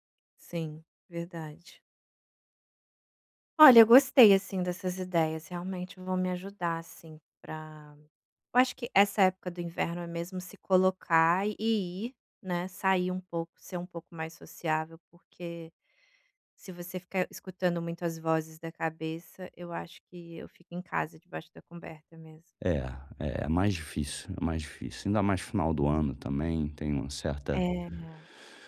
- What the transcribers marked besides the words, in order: unintelligible speech
- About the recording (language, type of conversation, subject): Portuguese, advice, Como posso equilibrar o descanso e a vida social nos fins de semana?